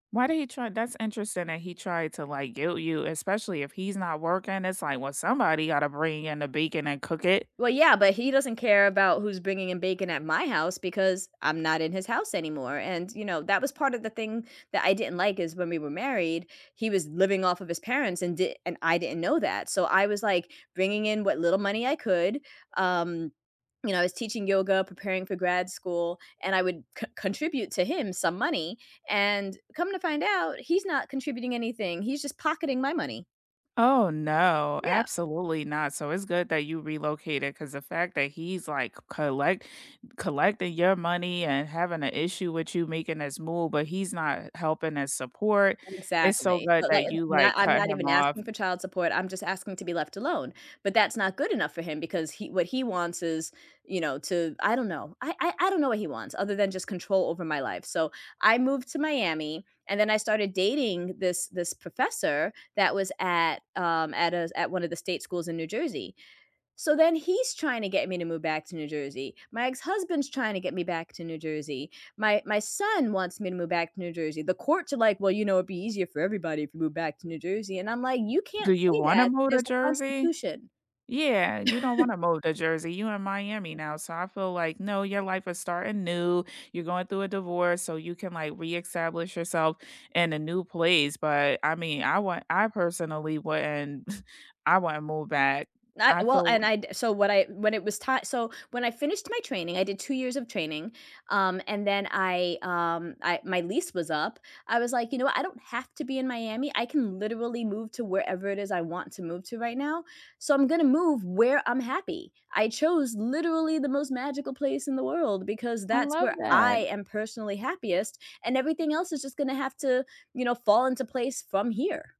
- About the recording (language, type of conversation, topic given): English, unstructured, Should you share your recent little wins or keep them to yourself?
- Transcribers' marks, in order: tapping; other background noise; laugh; laugh